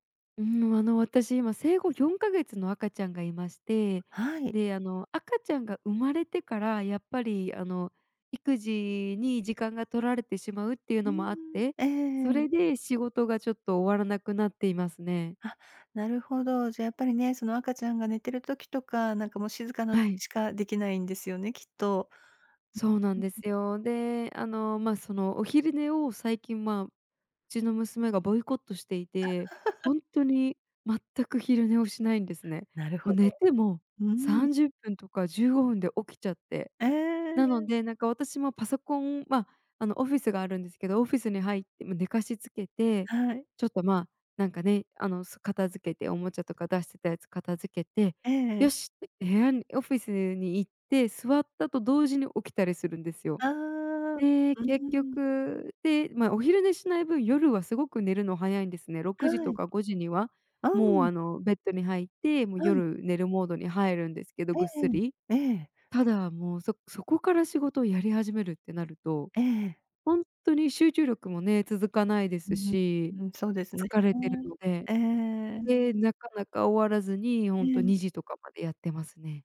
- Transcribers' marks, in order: other background noise; unintelligible speech; chuckle
- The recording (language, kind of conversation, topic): Japanese, advice, 仕事が多すぎて終わらないとき、どうすればよいですか？